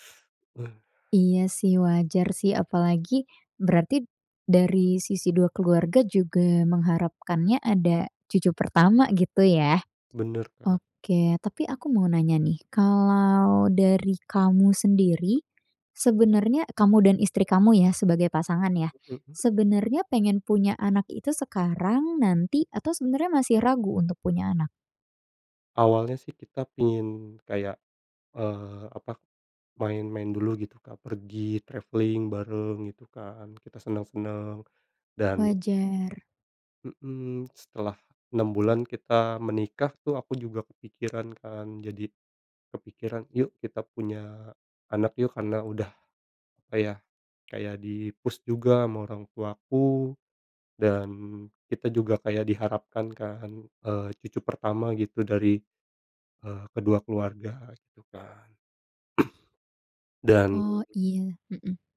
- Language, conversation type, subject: Indonesian, advice, Apakah Anda diharapkan segera punya anak setelah menikah?
- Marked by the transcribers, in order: in English: "traveling"; in English: "di-push"; cough